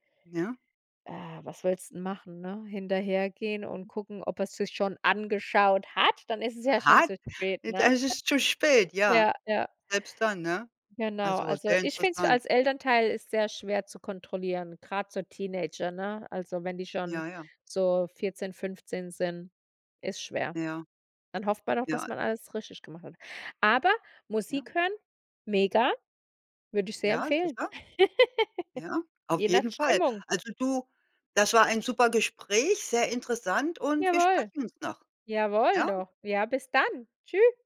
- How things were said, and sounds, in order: other background noise; stressed: "hat"; other noise; laugh
- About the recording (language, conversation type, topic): German, podcast, Wie hat das Internet dein Musikhören verändert?